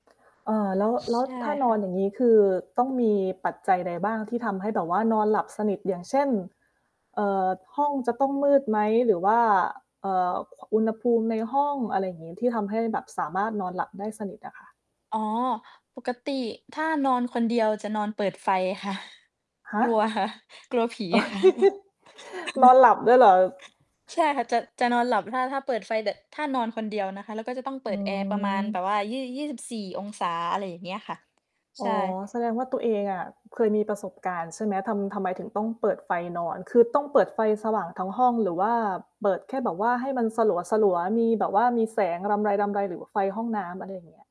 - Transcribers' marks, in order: static; other noise; tapping; chuckle; laugh
- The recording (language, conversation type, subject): Thai, unstructured, คุณคิดว่าการนอนหลับให้เพียงพอสำคัญอย่างไร?